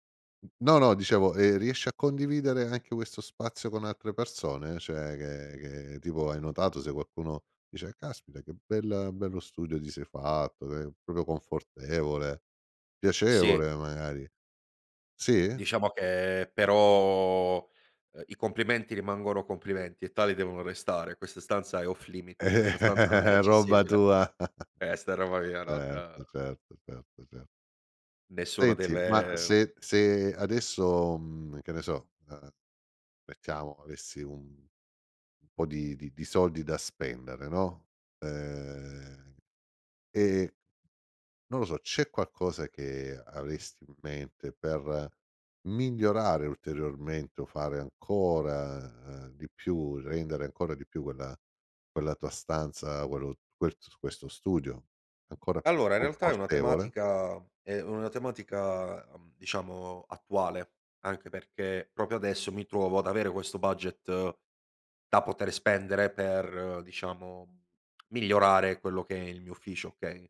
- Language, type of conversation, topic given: Italian, podcast, Raccontami del tuo angolo preferito di casa, com'è e perché?
- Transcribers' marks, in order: other background noise; "proprio" said as "propio"; in English: "off limit"; laughing while speaking: "Eh"; chuckle; laughing while speaking: "è"; chuckle; "proprio" said as "propio"